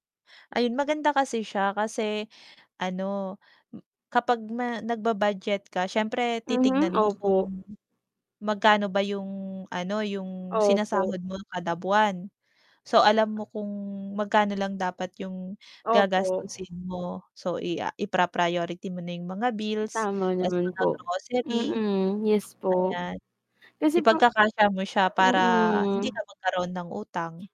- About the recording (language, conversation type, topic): Filipino, unstructured, Ano ang mga simpleng paraan para maiwasan ang pagkakautang?
- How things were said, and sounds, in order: static; tapping